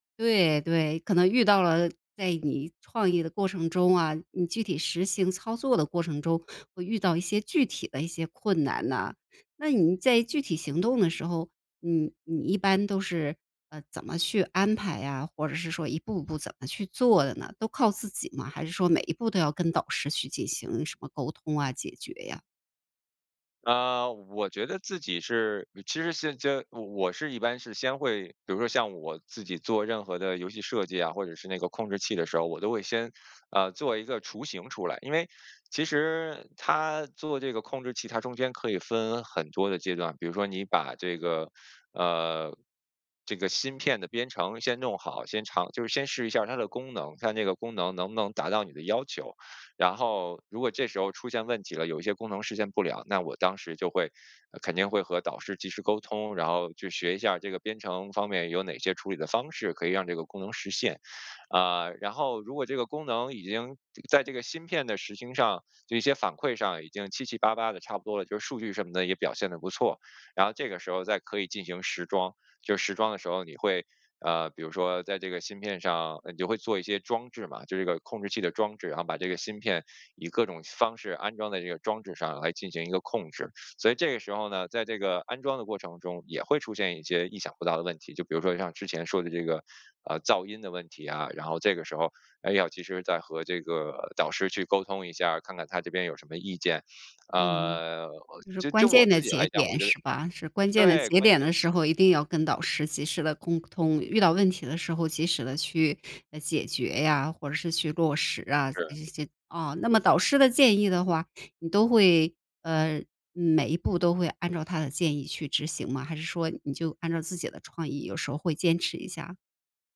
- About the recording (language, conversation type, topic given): Chinese, podcast, 你是怎样把导师的建议落地执行的?
- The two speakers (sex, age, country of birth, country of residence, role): female, 45-49, China, United States, host; male, 40-44, China, United States, guest
- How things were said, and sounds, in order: tapping